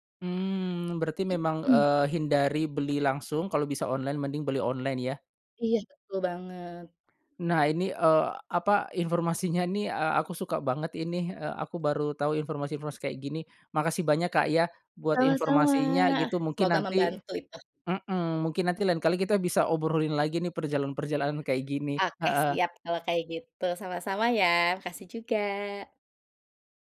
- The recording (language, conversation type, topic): Indonesian, podcast, Tips apa yang kamu punya supaya perjalanan tetap hemat, tetapi berkesan?
- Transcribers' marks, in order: tapping